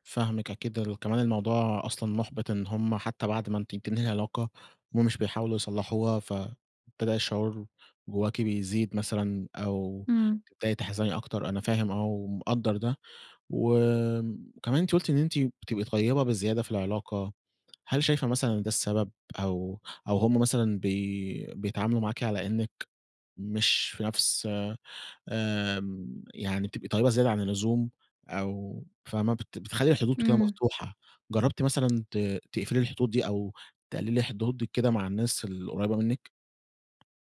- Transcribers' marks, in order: tapping
- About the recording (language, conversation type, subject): Arabic, advice, ليه بتلاقيني بتورّط في علاقات مؤذية كتير رغم إني عايز أبطل؟